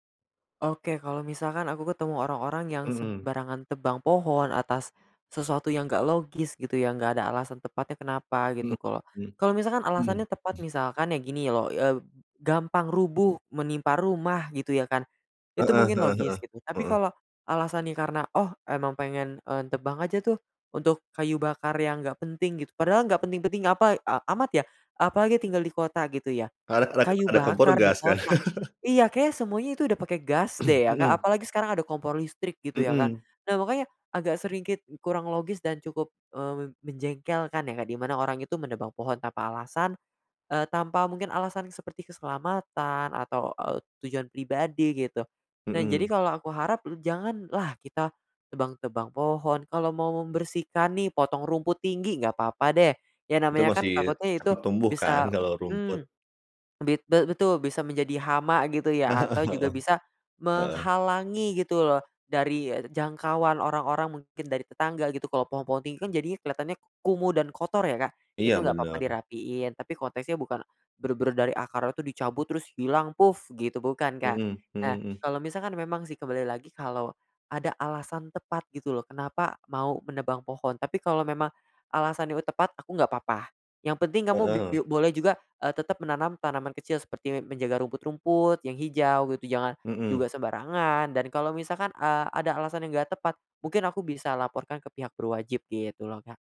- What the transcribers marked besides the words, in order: tapping; throat clearing; chuckle; throat clearing; other background noise; chuckle
- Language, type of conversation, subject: Indonesian, podcast, Ceritakan pengalaman penting apa yang pernah kamu pelajari dari alam?